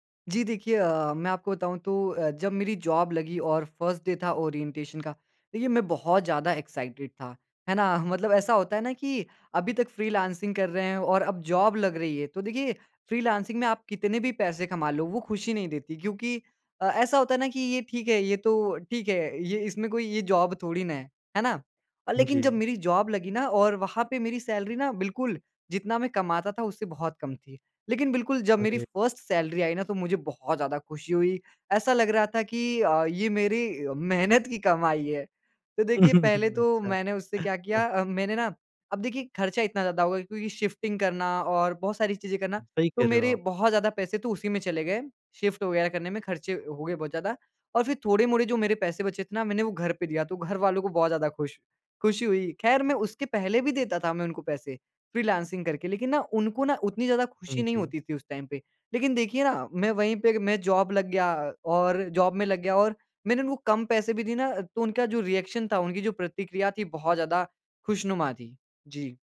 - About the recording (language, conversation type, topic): Hindi, podcast, आपको आपकी पहली नौकरी कैसे मिली?
- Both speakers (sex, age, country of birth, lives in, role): male, 20-24, India, India, guest; male, 25-29, India, India, host
- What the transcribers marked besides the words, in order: in English: "जॉब"; in English: "फर्स्ट डे"; in English: "ओरिएंटेशन"; in English: "एक्साइटेड"; in English: "फ्रीलांसिंग"; in English: "जॉब"; in English: "फ्रीलांसिंग"; in English: "जॉब"; in English: "जॉब"; in English: "फर्स्ट"; chuckle; in English: "शिफ्टिंग"; in English: "शिफ्ट"; in English: "फ्रीलांसिंग"; in English: "टाइम"; in English: "जॉब"; in English: "जॉब"; in English: "रिएक्शन"